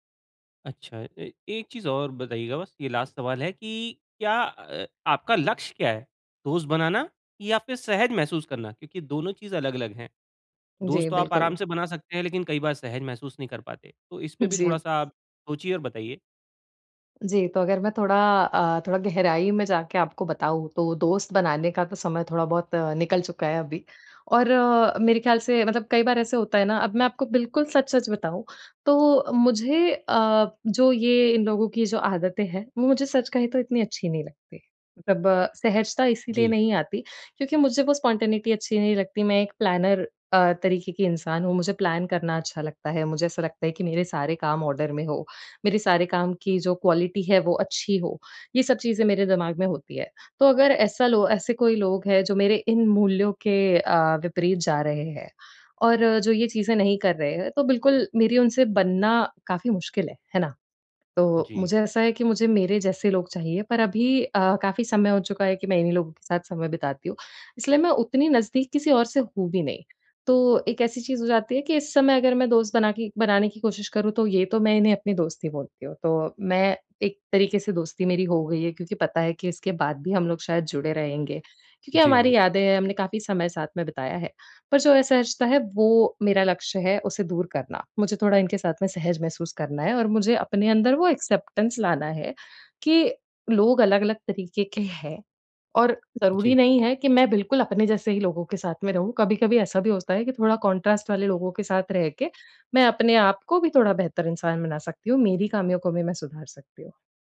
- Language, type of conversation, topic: Hindi, advice, समूह में अपनी जगह कैसे बनाऊँ और बिना असहज महसूस किए दूसरों से कैसे जुड़ूँ?
- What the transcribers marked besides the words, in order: in English: "लास्ट"; other background noise; in English: "स्पॉन्टेनिटी"; in English: "प्लानर"; in English: "प्लान"; in English: "ऑर्डर"; in English: "क्वालिटी"; in English: "एक्सेप्टेंस"; in English: "कंट्रास्ट"